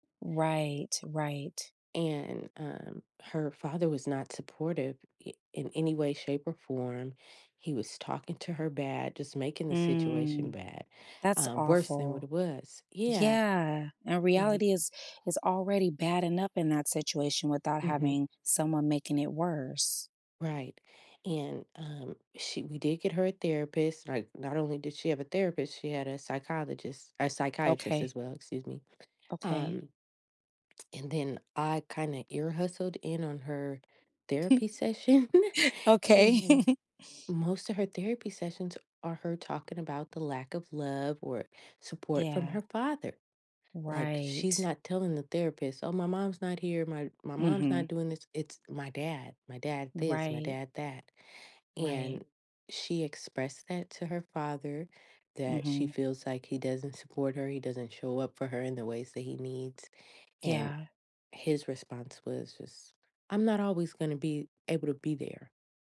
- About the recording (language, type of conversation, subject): English, advice, How can I reduce stress while balancing parenting, work, and my relationship?
- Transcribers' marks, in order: tapping; drawn out: "Mm"; other background noise; chuckle; laughing while speaking: "session"; laugh